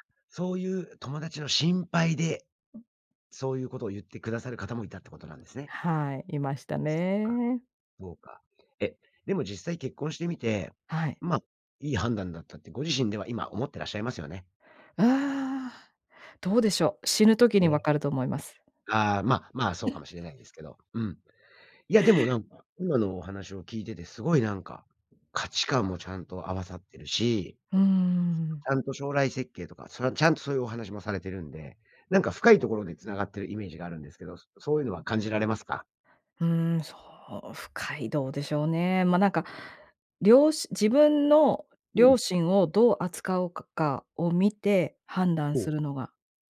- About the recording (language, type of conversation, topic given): Japanese, podcast, 結婚や同棲を決めるとき、何を基準に判断しましたか？
- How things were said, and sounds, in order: laugh